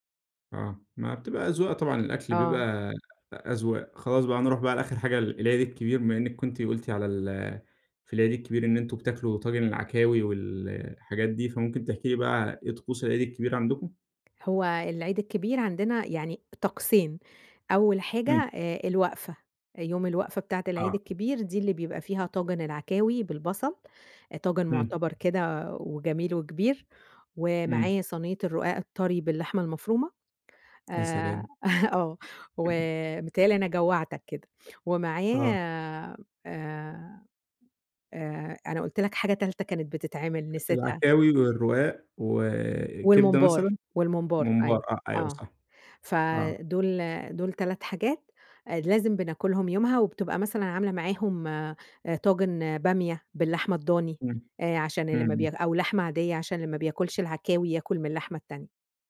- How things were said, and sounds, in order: tapping; other background noise; chuckle
- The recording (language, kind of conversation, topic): Arabic, podcast, إيه أكتر ذكرى ليك مرتبطة بأكلة بتحبها؟